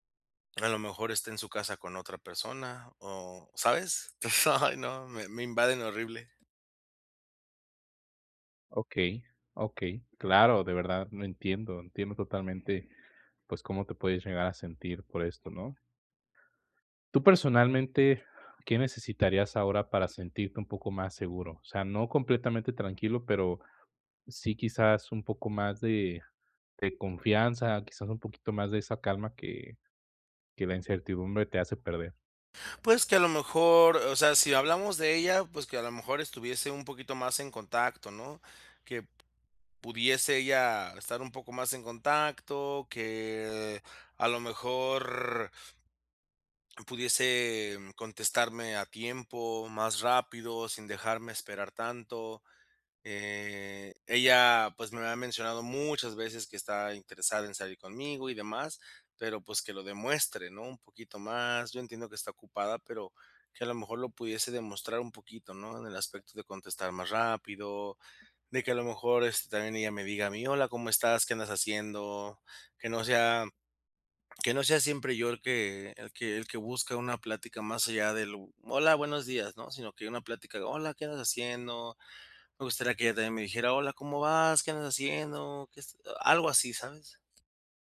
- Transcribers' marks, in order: laughing while speaking: "Ay"; other background noise
- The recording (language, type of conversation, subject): Spanish, advice, ¿Cómo puedo aceptar la incertidumbre sin perder la calma?